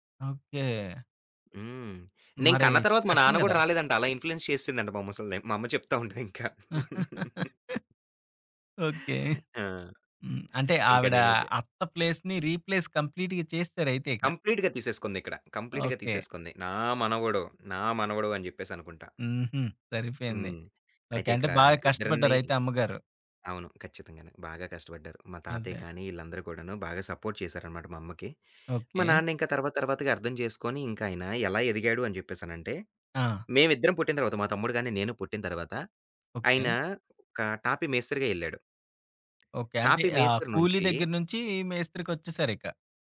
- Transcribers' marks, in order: in English: "ఇన్‌ఫ్లూయెన్స్"; laughing while speaking: "మా అమ్మ చెప్తా ఉంటదింకా"; laugh; in English: "ప్లేస్‌ని రీప్లేస్ కంప్లీట్‌గా"; in English: "కంప్లీట్‌గా"; in English: "కంప్లీట్‌గా"; in English: "సపోర్ట్"; tapping
- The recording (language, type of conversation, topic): Telugu, podcast, మీ కుటుంబ వలస కథను ఎలా చెప్పుకుంటారు?